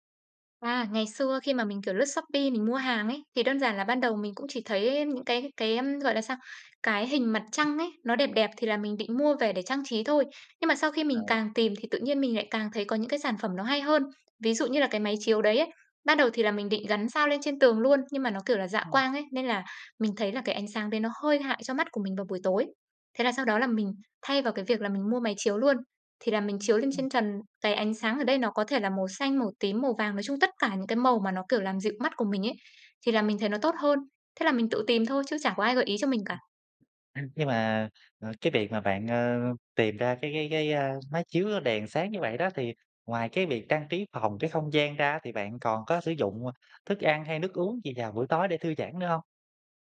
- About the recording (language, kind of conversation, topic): Vietnamese, podcast, Buổi tối thư giãn lý tưởng trong ngôi nhà mơ ước của bạn diễn ra như thế nào?
- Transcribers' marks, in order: other background noise; tapping